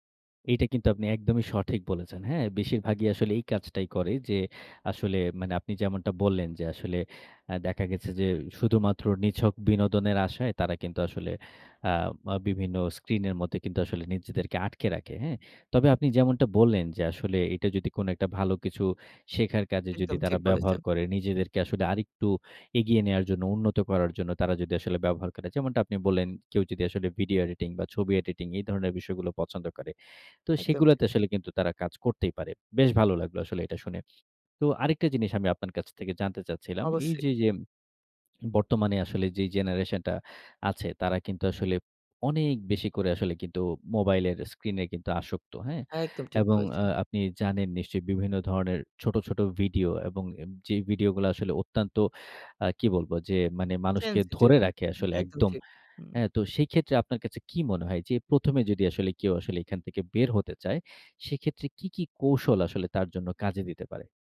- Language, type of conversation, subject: Bengali, podcast, স্ক্রিন টাইম কমাতে আপনি কী করেন?
- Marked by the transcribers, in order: horn; swallow; in English: "সেন্সেটিভ"